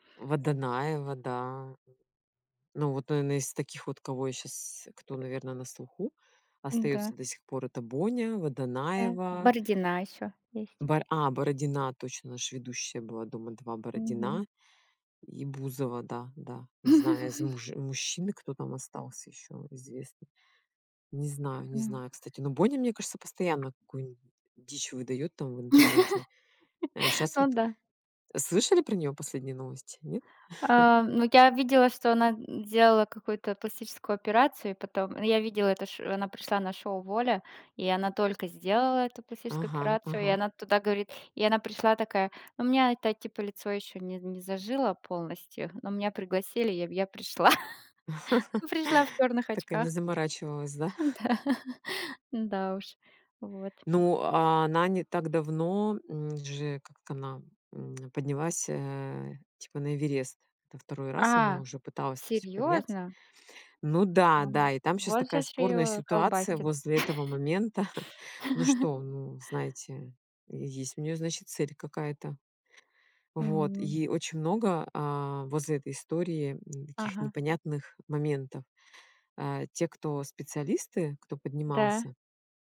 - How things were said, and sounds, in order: tapping; laugh; chuckle; laugh; laughing while speaking: "я пришла"; laughing while speaking: "Да"; laugh; laugh; chuckle
- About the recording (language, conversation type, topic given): Russian, unstructured, Почему звёзды шоу-бизнеса так часто оказываются в скандалах?